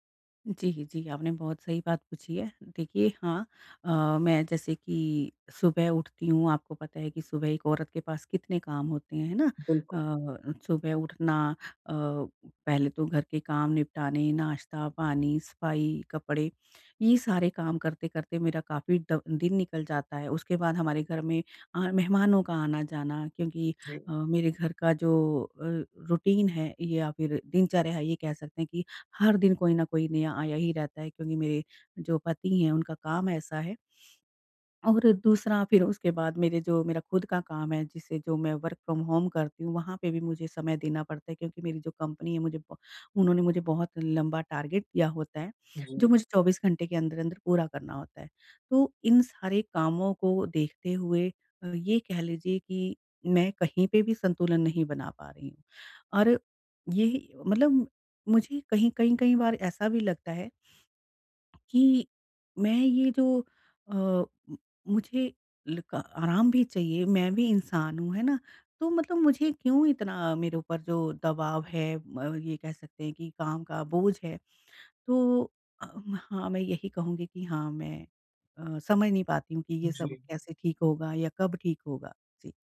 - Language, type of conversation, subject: Hindi, advice, मैं कैसे तय करूँ कि मुझे मदद की ज़रूरत है—यह थकान है या बर्नआउट?
- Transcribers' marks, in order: in English: "रूटीन"; sniff; in English: "वर्क फ्रॉम होम"; in English: "टारगेट"; sniff